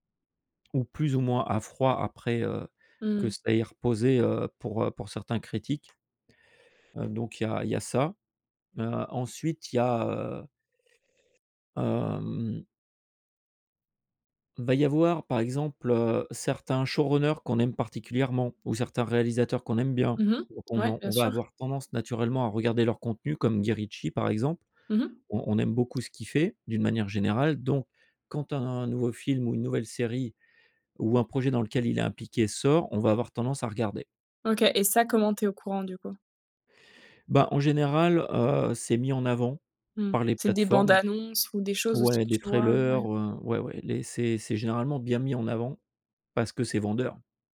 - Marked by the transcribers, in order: tapping; in English: "showrunners"; in English: "trailers"
- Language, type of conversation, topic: French, podcast, Comment choisis-tu un film à regarder maintenant ?